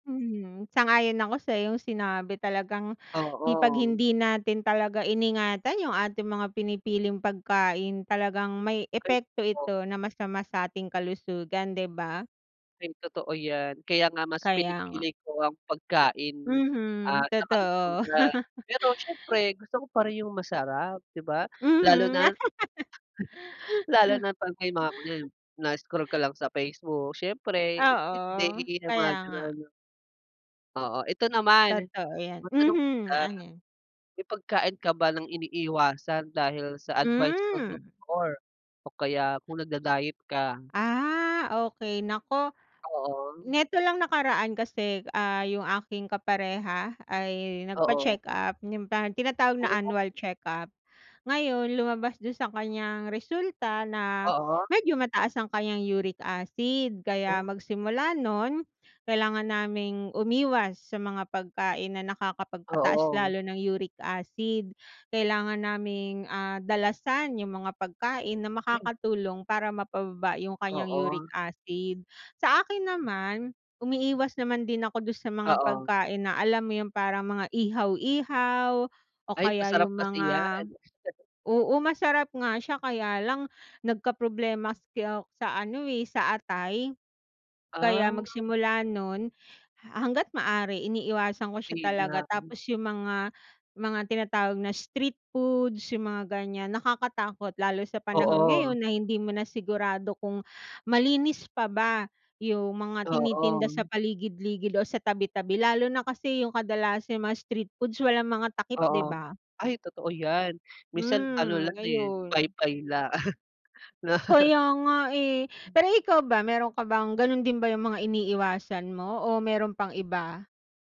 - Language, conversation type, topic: Filipino, unstructured, Paano mo pinipili ang mga pagkaing kinakain mo araw-araw?
- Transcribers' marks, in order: other background noise; tapping; laugh; chuckle; laugh; other noise; chuckle; laughing while speaking: "lang"